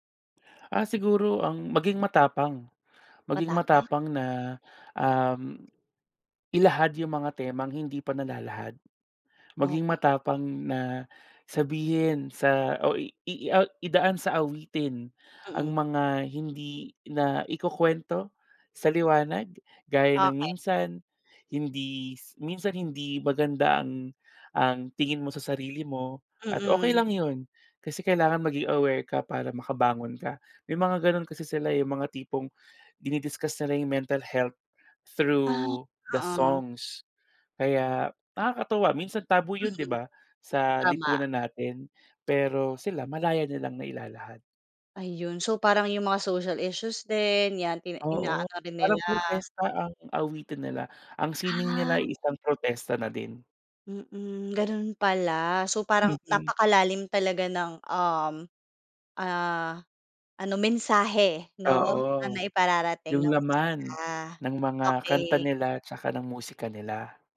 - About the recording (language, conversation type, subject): Filipino, podcast, Ano ang paborito mong lokal na mang-aawit o banda sa ngayon, at bakit mo sila gusto?
- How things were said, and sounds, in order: other background noise; in English: "taboo"; tapping